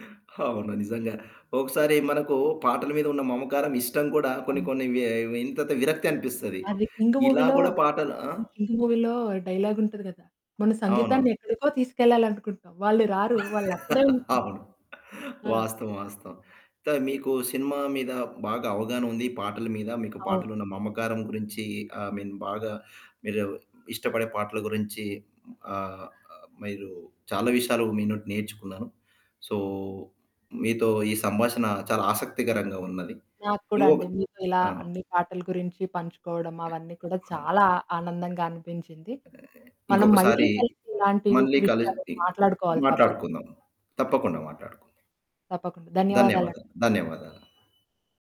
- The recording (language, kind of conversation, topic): Telugu, podcast, సినిమా పాటల్లో నీకు అత్యంత ఇష్టమైన పాట ఏది?
- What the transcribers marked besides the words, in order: static; in English: "మూవీలో"; horn; in English: "మూవీలో"; laugh; in English: "ఐ మీన్"; in English: "సో"; other background noise; distorted speech